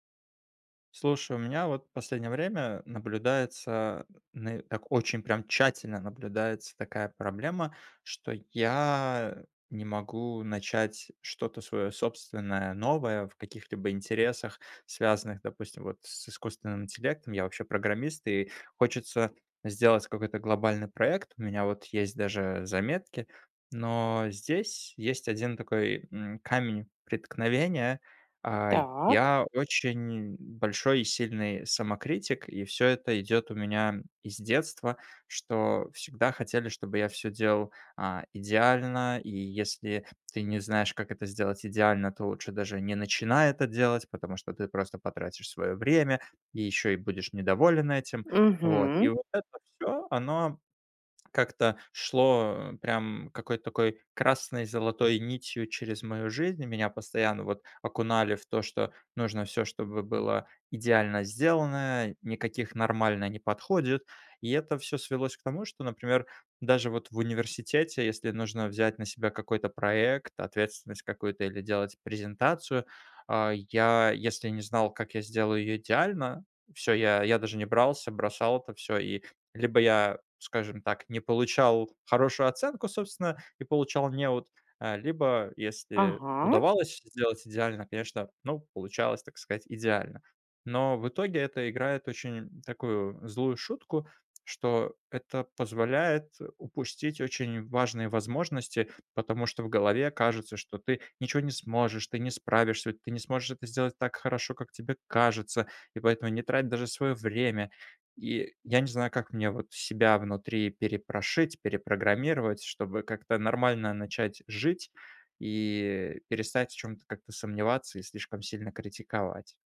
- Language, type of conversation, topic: Russian, advice, Как самокритика мешает вам начинать новые проекты?
- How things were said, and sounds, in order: other background noise; tapping